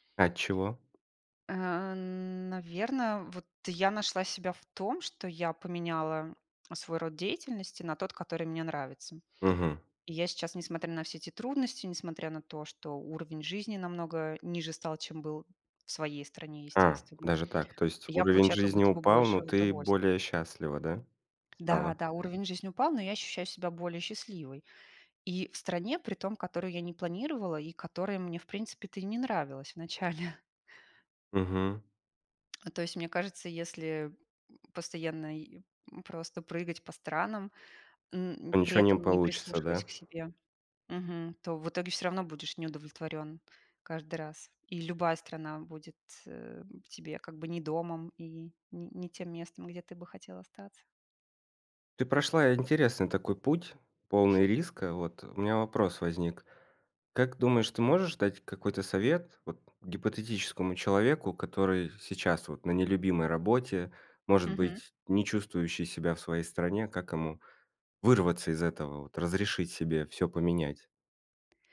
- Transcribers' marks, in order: tapping; laughing while speaking: "вначале"; chuckle
- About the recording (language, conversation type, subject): Russian, podcast, Что вы выбираете — стабильность или перемены — и почему?